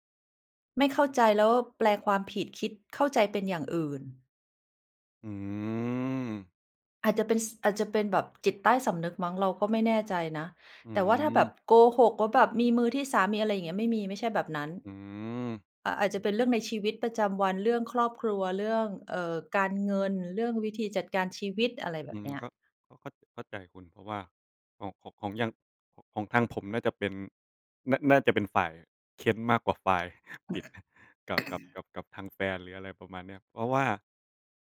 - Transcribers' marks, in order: other background noise; throat clearing
- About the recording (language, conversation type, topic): Thai, unstructured, คุณคิดว่าการพูดความจริงแม้จะทำร้ายคนอื่นสำคัญไหม?